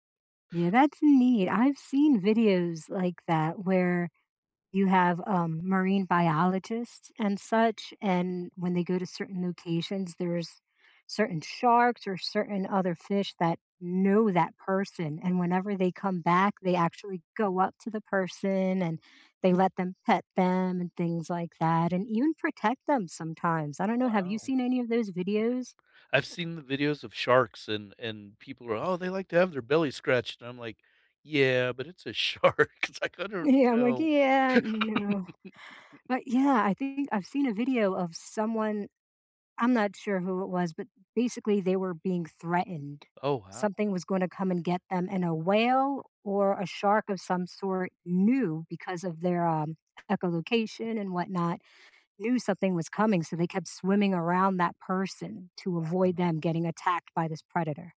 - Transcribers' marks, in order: laughing while speaking: "Yeah"; laughing while speaking: "shark"; laugh; other background noise
- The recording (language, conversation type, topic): English, unstructured, What pet habit always makes you smile?
- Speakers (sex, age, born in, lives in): female, 40-44, United States, United States; male, 55-59, United States, United States